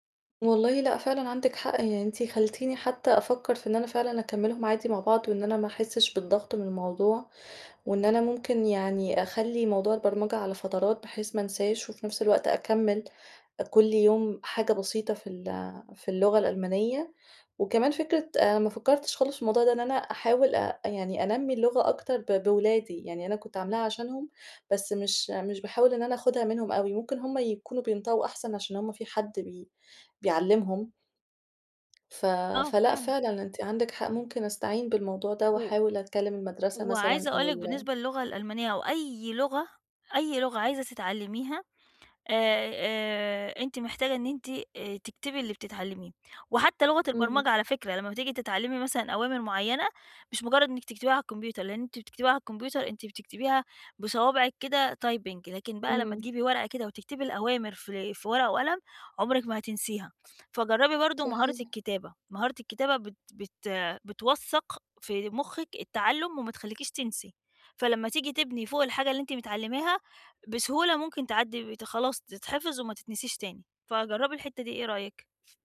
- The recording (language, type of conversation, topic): Arabic, advice, إزاي أتعامل مع الإحباط لما ما بتحسنش بسرعة وأنا بتعلم مهارة جديدة؟
- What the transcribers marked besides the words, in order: fan; in English: "typing"